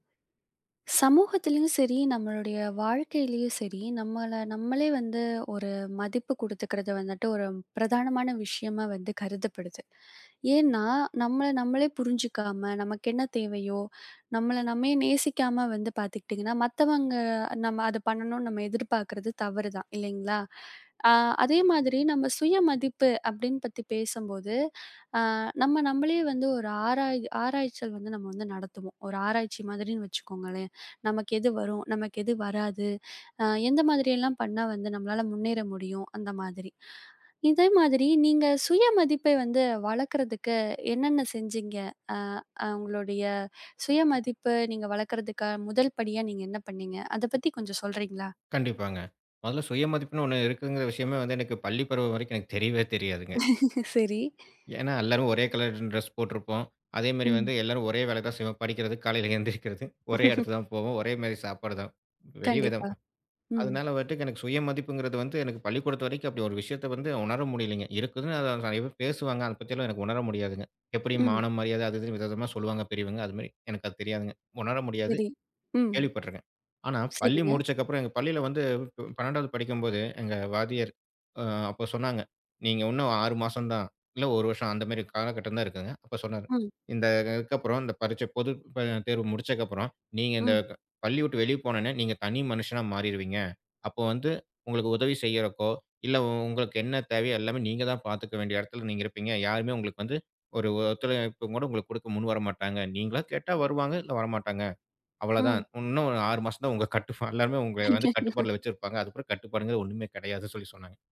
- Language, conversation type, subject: Tamil, podcast, நீங்கள் சுயமதிப்பை வளர்த்துக்கொள்ள என்ன செய்தீர்கள்?
- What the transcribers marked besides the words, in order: tapping; laughing while speaking: "சரி"; laughing while speaking: "எந்திருக்கிறது ஒரே இடத்துக்கு தான் போவோம்"; chuckle; laughing while speaking: "அய்யயோ"